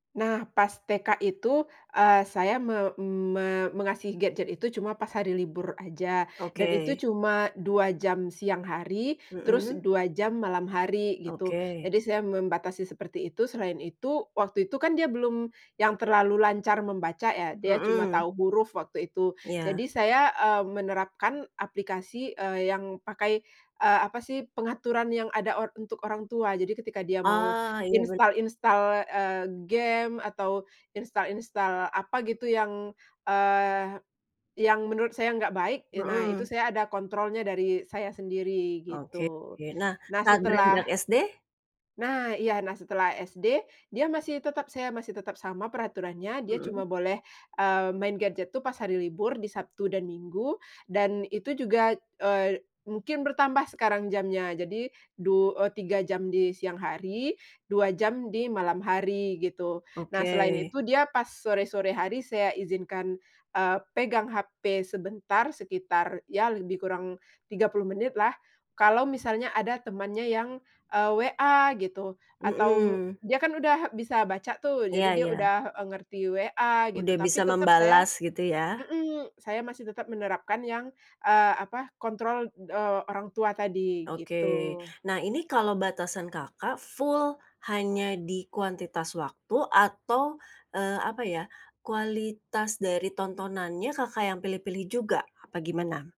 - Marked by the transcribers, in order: other background noise; in English: "install-install"; in English: "install-install"; tapping
- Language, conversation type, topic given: Indonesian, podcast, Apa cara paling masuk akal untuk mengatur penggunaan gawai anak?